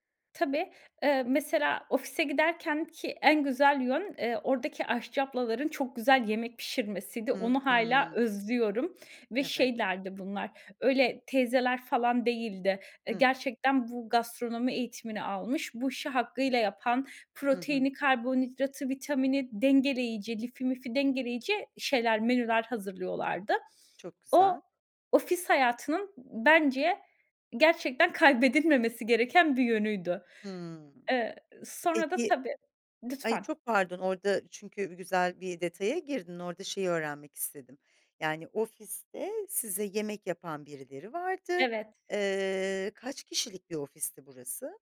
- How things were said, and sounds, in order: other background noise
- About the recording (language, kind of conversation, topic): Turkish, podcast, Uzaktan çalışmanın zorlukları ve avantajları nelerdir?